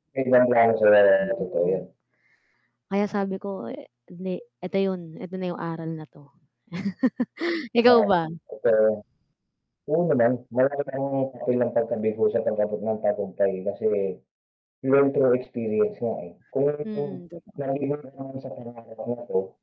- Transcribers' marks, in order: unintelligible speech; distorted speech; laugh; unintelligible speech
- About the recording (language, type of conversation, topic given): Filipino, unstructured, Paano mo ipaliliwanag ang konsepto ng tagumpay sa isang simpleng usapan?